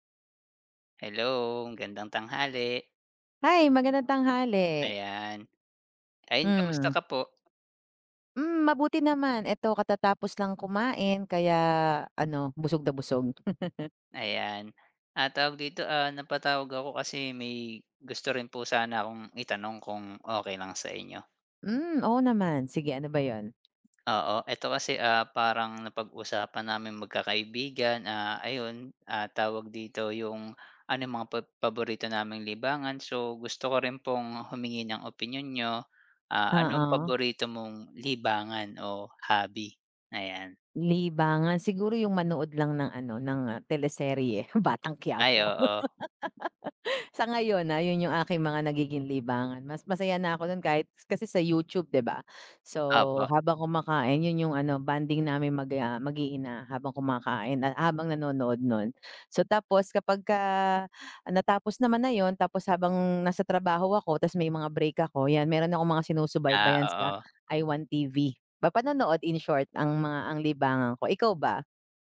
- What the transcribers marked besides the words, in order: tapping; other background noise; laugh; dog barking; laugh
- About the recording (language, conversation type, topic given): Filipino, unstructured, Ano ang paborito mong libangan?